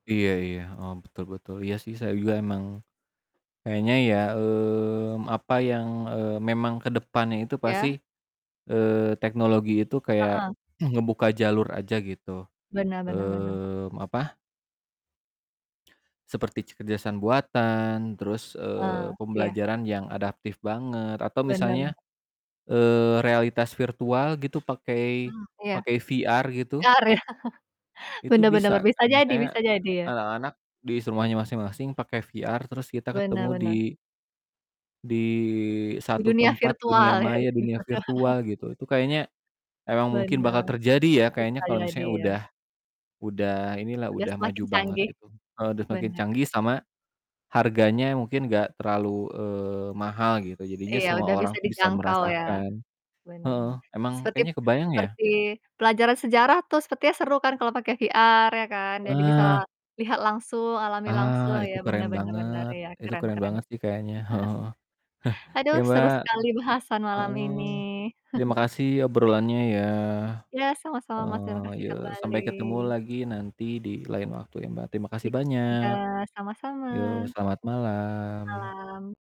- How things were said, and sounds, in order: static; tapping; throat clearing; "kecerdasan" said as "cekerdasan"; in English: "VR"; in English: "VR"; laugh; in English: "VR"; laughing while speaking: "ya"; laugh; other background noise; mechanical hum; in English: "VR"; background speech; chuckle; chuckle; distorted speech; drawn out: "malam"
- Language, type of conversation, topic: Indonesian, unstructured, Bagaimana teknologi mengubah cara kita belajar saat ini?